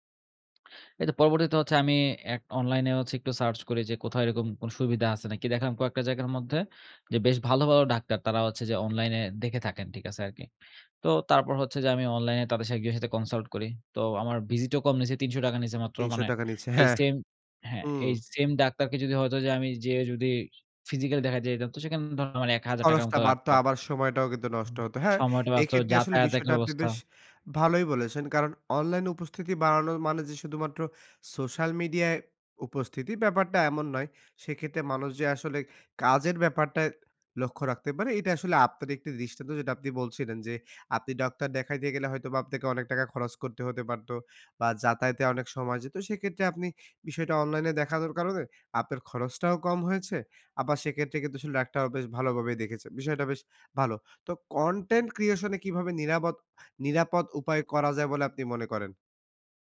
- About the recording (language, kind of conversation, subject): Bengali, podcast, নিরাপত্তা বজায় রেখে অনলাইন উপস্থিতি বাড়াবেন কীভাবে?
- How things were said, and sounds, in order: in English: "physically"; in English: "creation"